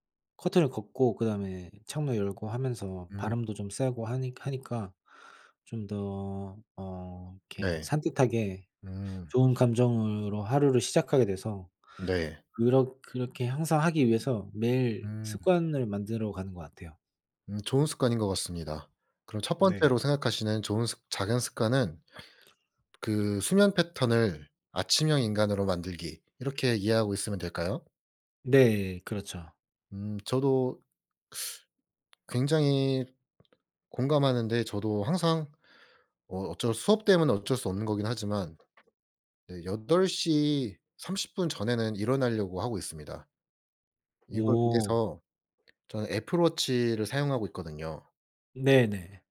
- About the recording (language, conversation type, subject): Korean, unstructured, 좋은 감정을 키우기 위해 매일 실천하는 작은 습관이 있으신가요?
- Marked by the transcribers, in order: other background noise; tapping